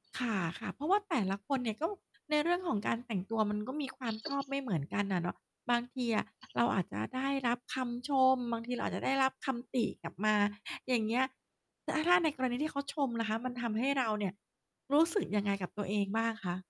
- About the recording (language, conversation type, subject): Thai, podcast, การแต่งตัวให้เป็นตัวเองสำหรับคุณหมายถึงอะไร?
- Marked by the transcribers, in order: other background noise; tapping